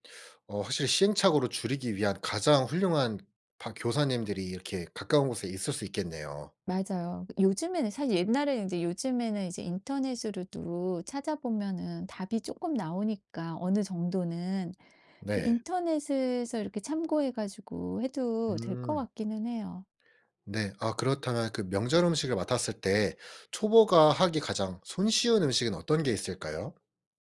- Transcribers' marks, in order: none
- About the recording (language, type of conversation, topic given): Korean, podcast, 요리 초보가 잔치 음식을 맡게 됐을 때 어떤 조언이 필요할까요?